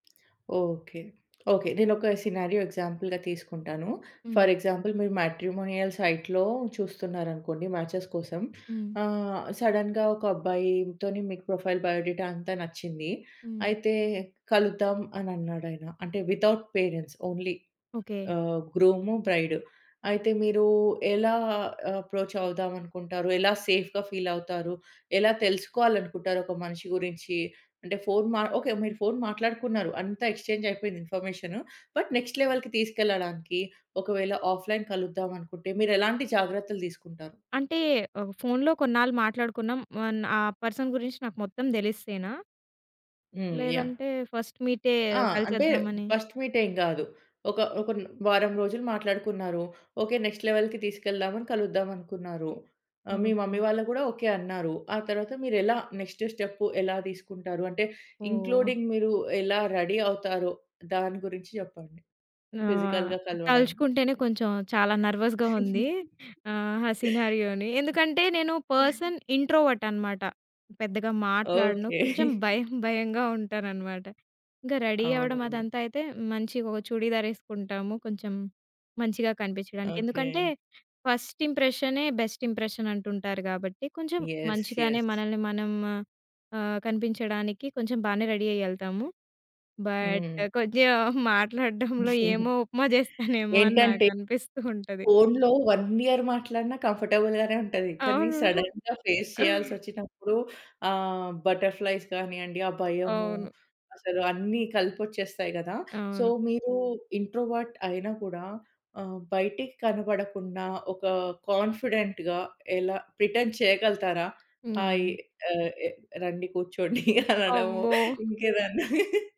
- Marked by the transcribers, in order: in English: "సినారియో ఎగ్జాంపుల్‌గా"; in English: "ఫర్ ఎగ్జాంపుల్"; in English: "మ్యాట్రిమోనియల్ సైట్‌లో"; in English: "మ్యాచెస్"; in English: "సడెన్‌గా"; in English: "ప్రొఫైల్, బయో డేటా"; in English: "వితౌట్ పేరెంట్స్ ఓన్లీ"; other background noise; in English: "అప్రోచ్"; in English: "సేఫ్‌గా"; in English: "ఎక్స్‌చేంజ్"; in English: "బట్ నెక్స్ట్ లెవెల్‌కి"; in English: "ఆఫ్లైన్"; in English: "పర్సన్"; in English: "ఫస్ట్"; in English: "ఫస్ట్"; in English: "నెక్స్ట్ లెవెల్‌కి"; in English: "మమ్మీ"; in English: "ఇంక్లూడింగ్"; in English: "రెడీ"; in English: "నర్వాస్‌గా"; in English: "ఫిజికల్‌గా"; giggle; in English: "సినారియోని"; in English: "పర్సన్ ఇంట్రోవర్ట్"; chuckle; in English: "రెడీ"; tapping; in English: "ఫస్ట్"; in English: "బెస్ట్ ఇంప్రెషన్"; in English: "యెస్. యెస్"; in English: "రెడీ"; laughing while speaking: "బట్ కొంచెం మాట్లాడడంలో ఏమో, ఉప్మా జేస్తానేమో అని నాకనిపిస్తూంటది"; in English: "బట్"; chuckle; in English: "వన్ ఇయర్"; in English: "కంఫర్టబుల్"; in English: "సడెన్‌గా ఫేస్"; in English: "బటర్ ఫ్లై‌స్"; in English: "సో"; in English: "ఇంట్రోవర్ట్"; in English: "కాన్ఫిడెంట్‌గా"; in English: "ప్రిటెండ్"; laughing while speaking: "కూర్చోండి అనడము. ఇంకేదన్నా?"
- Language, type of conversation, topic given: Telugu, podcast, ఆన్‌లైన్ సమావేశంలో పాల్గొనాలా, లేక ప్రత్యక్షంగా వెళ్లాలా అని మీరు ఎప్పుడు నిర్ణయిస్తారు?